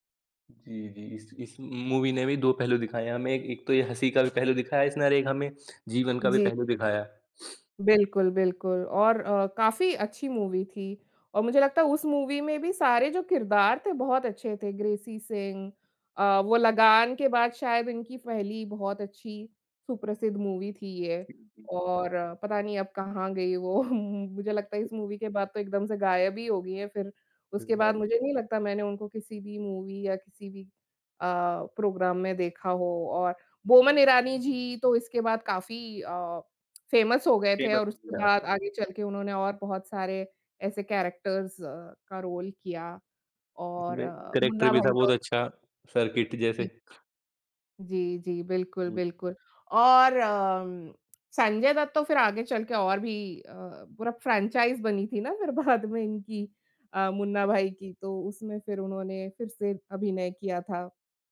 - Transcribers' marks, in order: sniff; laughing while speaking: "वो"; tapping; other noise; in English: "प्रोग्राम"; in English: "फ़ेमस"; in English: "कैरेक्टर्स"; in English: "रोल"; in English: "कैरेक्टर"; other background noise; in English: "फ्रैंचाइज़"; laughing while speaking: "बाद में"
- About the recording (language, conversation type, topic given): Hindi, unstructured, क्या फिल्म के किरदारों का विकास कहानी को बेहतर बनाता है?